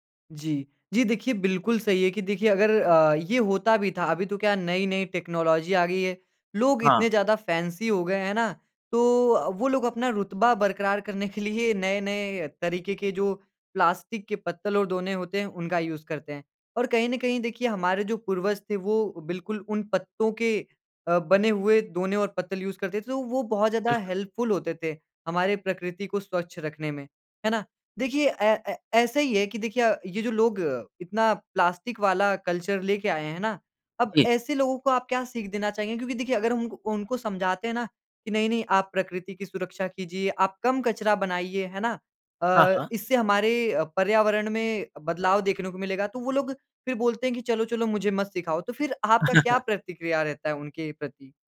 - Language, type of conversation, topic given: Hindi, podcast, कम कचरा बनाने से रोज़मर्रा की ज़िंदगी में क्या बदलाव आएंगे?
- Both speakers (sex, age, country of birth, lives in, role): male, 20-24, India, India, host; male, 25-29, India, India, guest
- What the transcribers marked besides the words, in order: in English: "टेक्नोलॉजी"; in English: "फैंसी"; in English: "यूज़"; in English: "यूज़"; in English: "हेल्पफ़ुल"; in English: "कल्चर"; chuckle